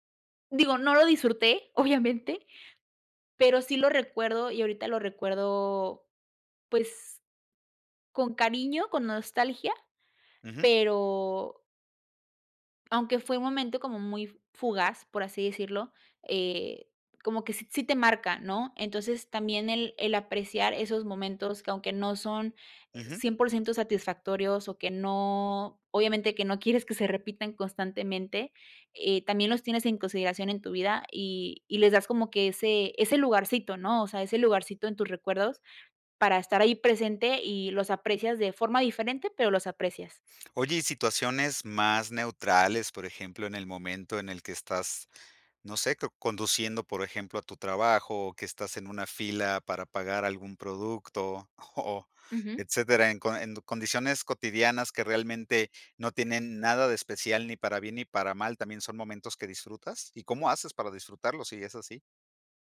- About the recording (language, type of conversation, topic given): Spanish, podcast, ¿Qué aprendiste sobre disfrutar los pequeños momentos?
- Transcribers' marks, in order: laughing while speaking: "obviamente"; laughing while speaking: "o"